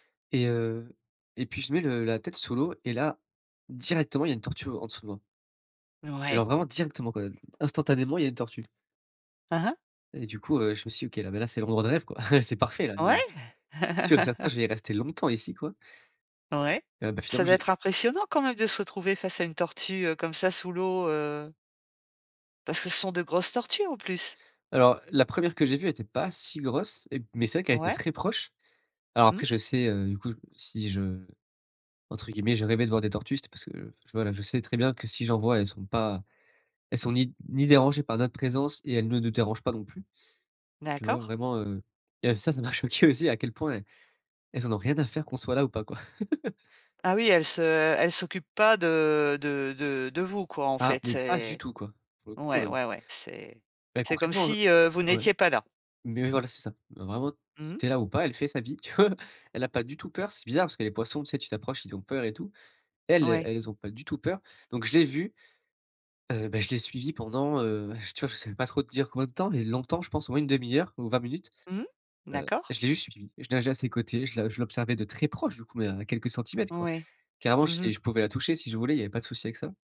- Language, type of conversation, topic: French, podcast, Raconte une séance où tu as complètement perdu la notion du temps ?
- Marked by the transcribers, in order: tapping; chuckle; laugh; stressed: "longtemps"; laughing while speaking: "choqué aussi"; laugh; laughing while speaking: "tu vois ?"